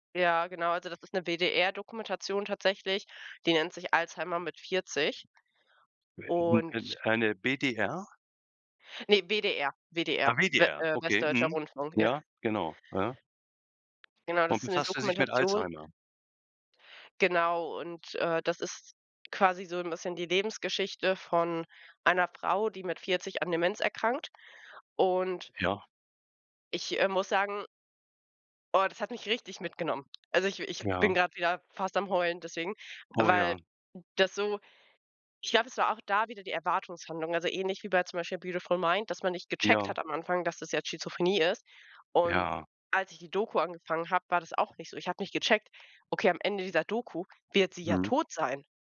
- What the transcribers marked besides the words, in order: unintelligible speech; other background noise; "Erwartungshaltung" said as "Erwartungshandlung"
- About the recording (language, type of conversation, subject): German, podcast, Welcher Film hat dich zuletzt wirklich mitgerissen?